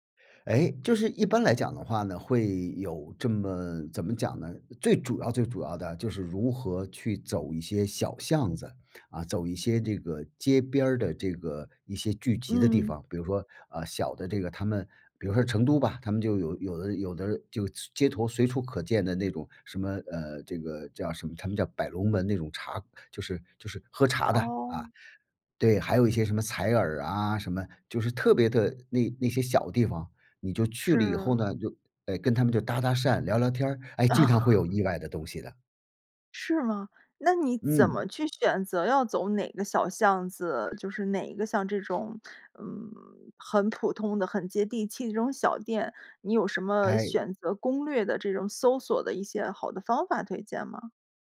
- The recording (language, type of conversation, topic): Chinese, podcast, 你如何在旅行中发现新的视角？
- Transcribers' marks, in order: laughing while speaking: "啊"; alarm; other background noise